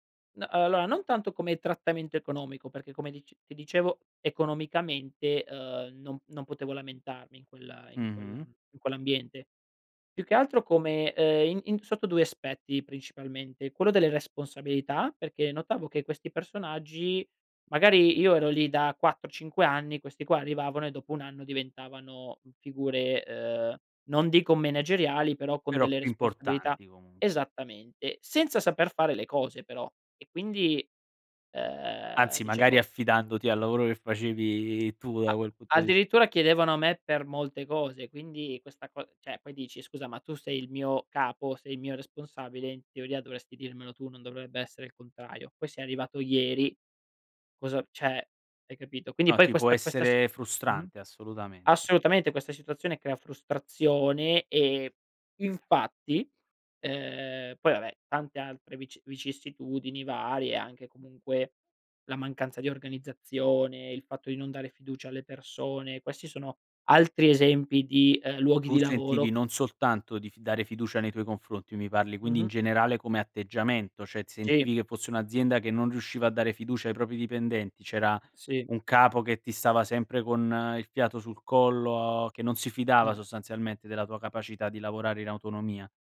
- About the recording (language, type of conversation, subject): Italian, podcast, Come il tuo lavoro riflette i tuoi valori personali?
- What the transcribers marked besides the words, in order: "cioè" said as "ceh"; "cioè" said as "ceh"; "cioè" said as "ceh"